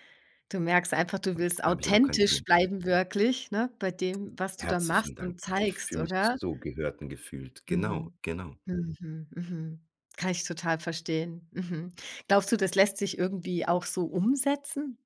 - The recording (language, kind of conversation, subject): German, advice, Wie gehst du mit einem Konflikt zwischen deinen persönlichen Werten und den Anforderungen deiner Karriere um?
- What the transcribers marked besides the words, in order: other background noise; stressed: "so"